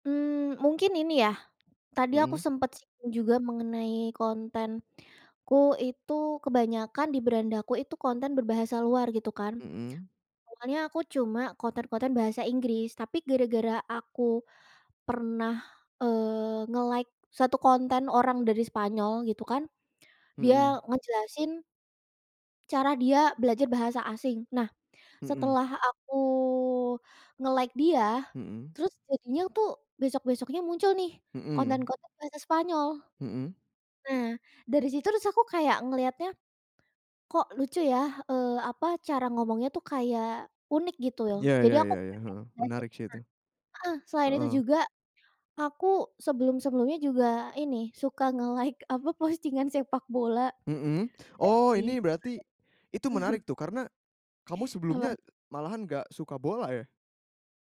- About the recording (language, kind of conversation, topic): Indonesian, podcast, Bagaimana pengaruh algoritma terhadap selera tontonan kita?
- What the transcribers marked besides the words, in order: in English: "nge-like"; in English: "nge-like"; in English: "nge-like"; chuckle